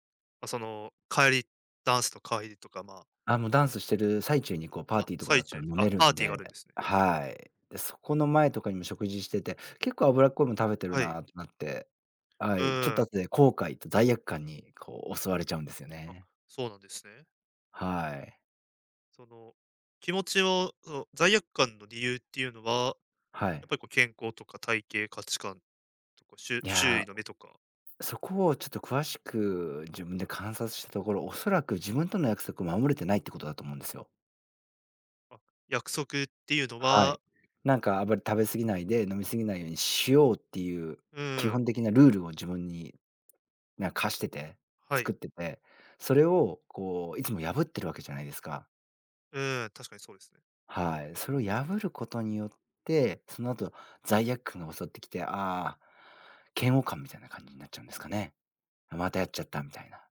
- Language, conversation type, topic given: Japanese, advice, 外食や飲み会で食べると強い罪悪感を感じてしまうのはなぜですか？
- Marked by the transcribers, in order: other noise